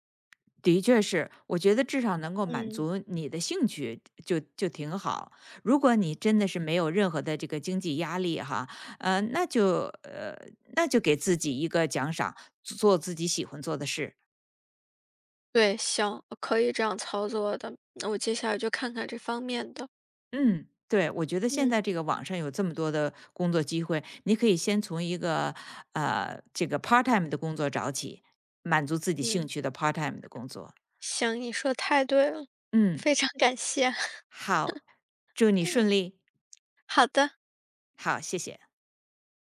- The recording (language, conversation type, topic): Chinese, advice, 我怎样才能把更多时间投入到更有意义的事情上？
- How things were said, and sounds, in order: in English: "PartTime"; in English: "PartTime"; other background noise; chuckle